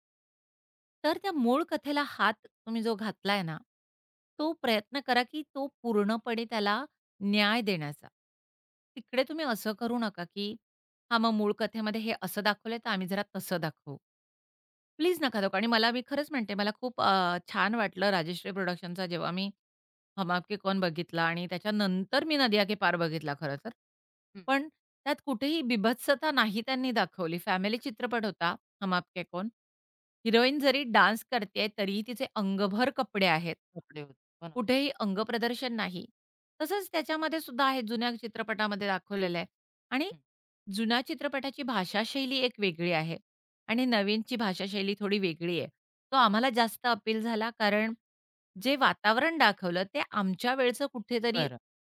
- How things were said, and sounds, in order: tapping; other background noise; in English: "डान्स"
- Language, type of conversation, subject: Marathi, podcast, रिमेक करताना मूळ कथेचा गाभा कसा जपावा?